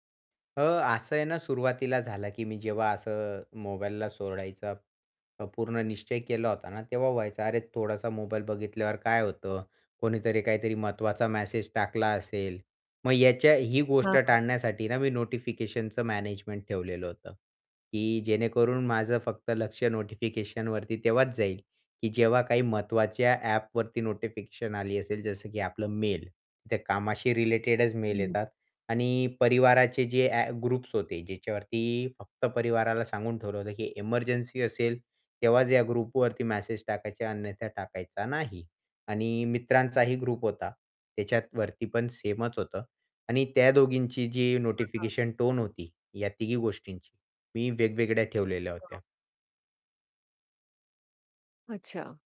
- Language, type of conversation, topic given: Marathi, podcast, मोबाईल बाजूला ठेवून विश्रांती घेताना कोणते बदल जाणवतात?
- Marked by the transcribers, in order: static; tapping; other background noise; other noise; in English: "ग्रुप्स"; in English: "ग्रुपवरती"; in English: "ग्रुप"